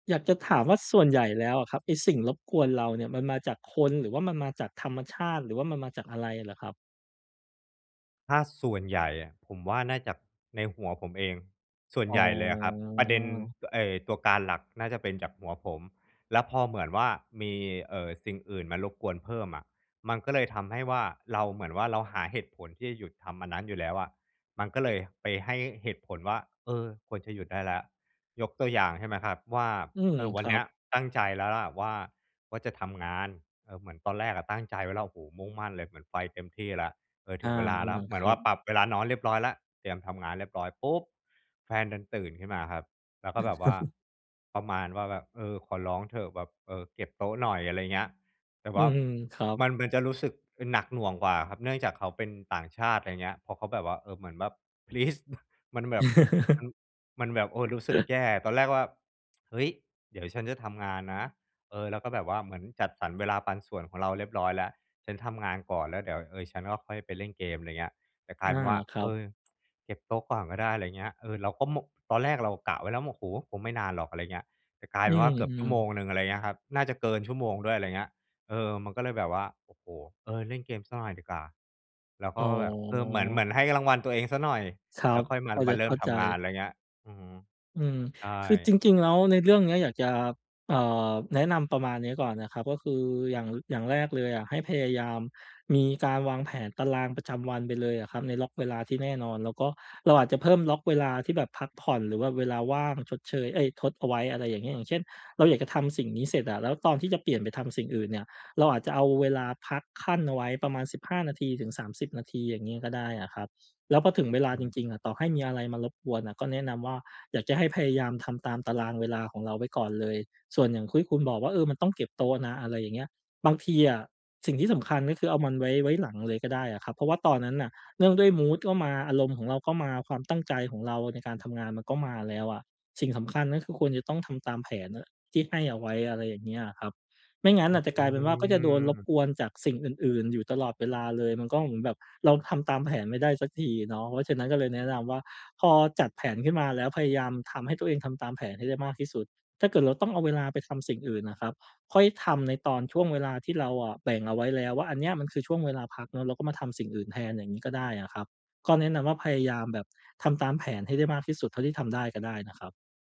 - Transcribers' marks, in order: chuckle; laughing while speaking: "please"; in English: "please"; chuckle; tsk; drawn out: "อืม"
- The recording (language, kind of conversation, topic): Thai, advice, ฉันจะจัดกลุ่มงานที่คล้ายกันเพื่อช่วยลดการสลับบริบทและสิ่งรบกวนสมาธิได้อย่างไร?